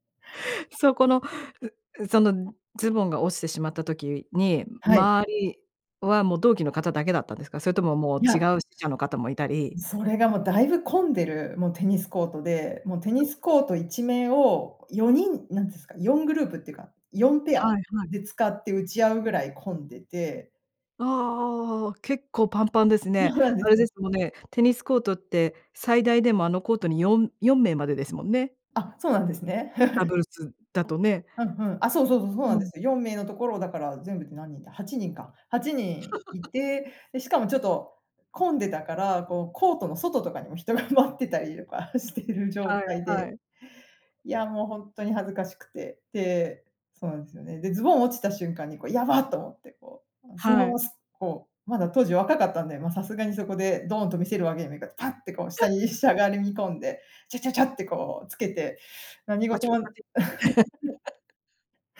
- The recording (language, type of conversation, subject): Japanese, podcast, あなたがこれまでで一番恥ずかしかった経験を聞かせてください。
- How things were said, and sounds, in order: other noise; laugh; laugh; laughing while speaking: "人が待ってたりとかしてる"; laugh; unintelligible speech; laugh